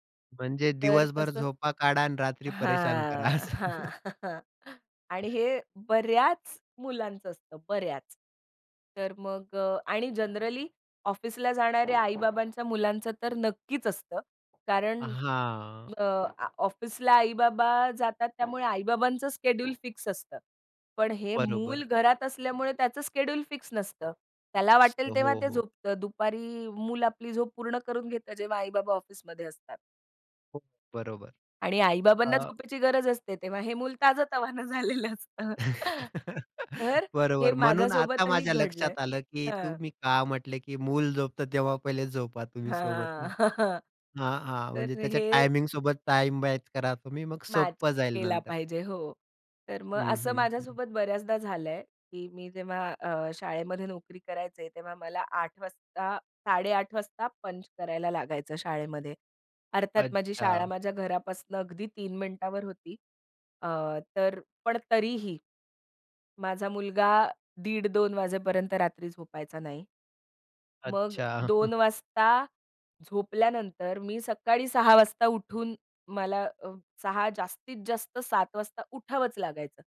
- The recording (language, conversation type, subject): Marathi, podcast, पालकत्वात स्वतःची काळजी कशी घ्यावी?
- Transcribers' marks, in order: chuckle; other background noise; tapping; laughing while speaking: "मूल ताजं-तवाना झालेलं असतं"; laugh; chuckle; chuckle